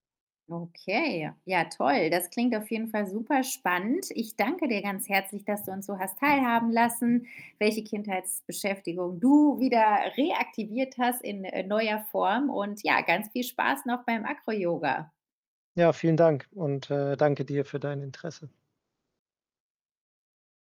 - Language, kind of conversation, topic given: German, podcast, Welche Beschäftigung aus deiner Kindheit würdest du gerne wieder aufleben lassen?
- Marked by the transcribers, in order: other background noise; stressed: "du"